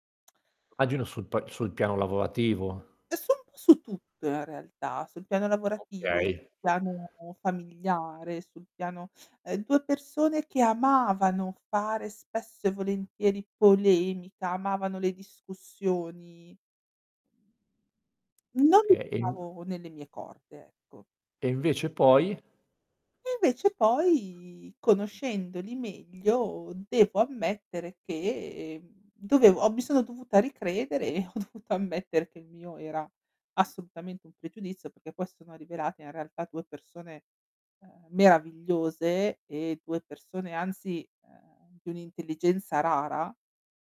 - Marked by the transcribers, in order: static; "Immagino" said as "magino"; distorted speech; laughing while speaking: "ho dovuto ammettere"
- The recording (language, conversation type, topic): Italian, podcast, Come capisci se un’intuizione è davvero affidabile o se è solo un pregiudizio?